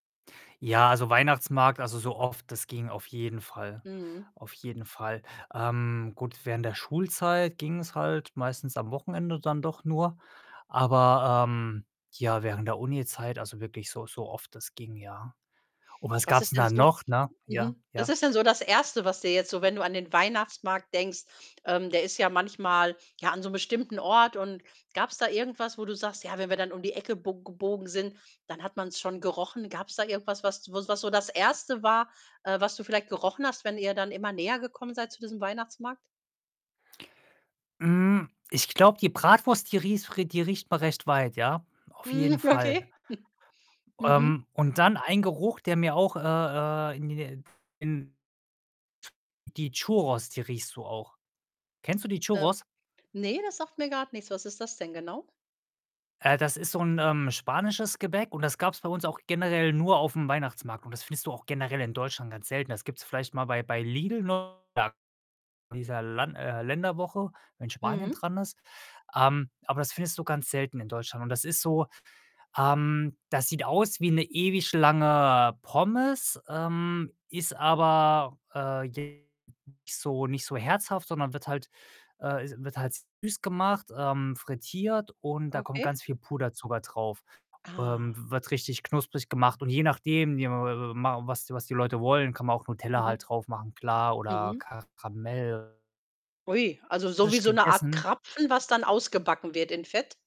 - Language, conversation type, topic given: German, podcast, An welchen Imbissstand oder welchen Markt erinnerst du dich besonders gern – und warum?
- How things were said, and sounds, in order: distorted speech; laughing while speaking: "Mhm, okay"; chuckle; unintelligible speech; unintelligible speech; unintelligible speech; surprised: "Ui"